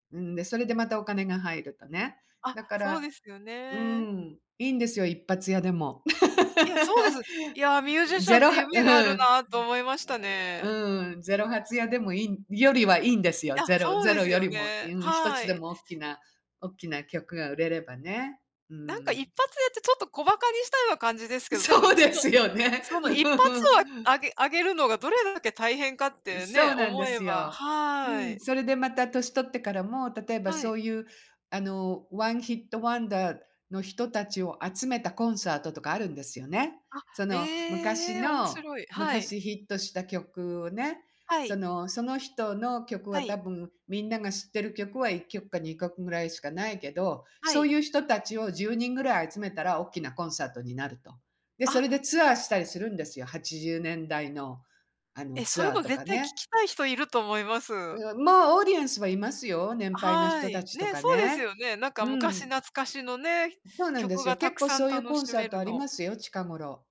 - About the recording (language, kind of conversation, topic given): Japanese, unstructured, 将来の目標は何ですか？
- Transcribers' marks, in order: laugh; laughing while speaking: "そうですよね。うん"